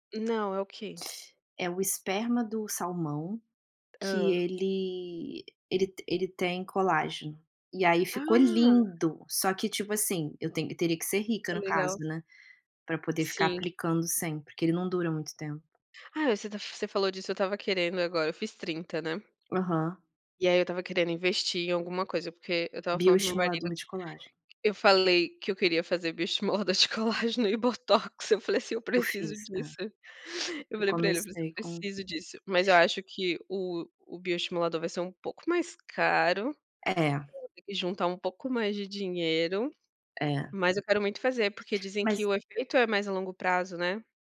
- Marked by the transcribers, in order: laughing while speaking: "de colágeno e botox"; unintelligible speech
- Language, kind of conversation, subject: Portuguese, unstructured, De que forma você gosta de se expressar no dia a dia?